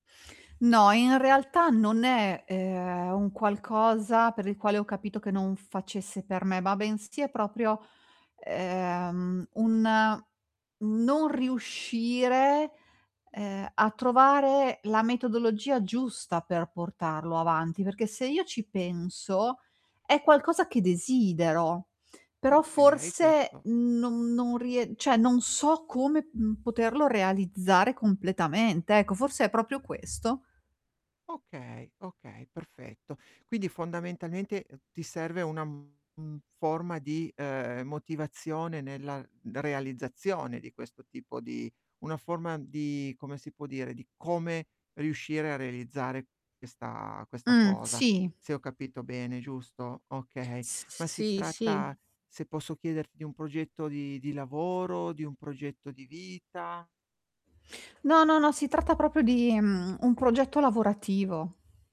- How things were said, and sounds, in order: static; "cioè" said as "ceh"; other background noise; distorted speech; "proprio" said as "propio"
- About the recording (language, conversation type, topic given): Italian, advice, Come posso trovare la motivazione per riprendere e completare progetti abbandonati?